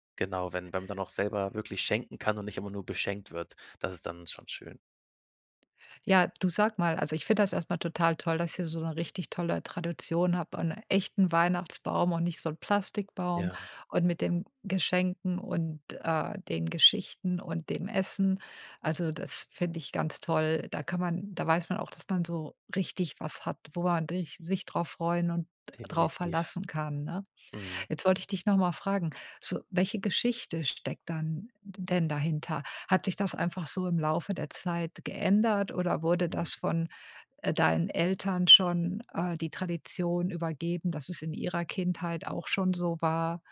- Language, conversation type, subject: German, podcast, Welche Geschichte steckt hinter einem Familienbrauch?
- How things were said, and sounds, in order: none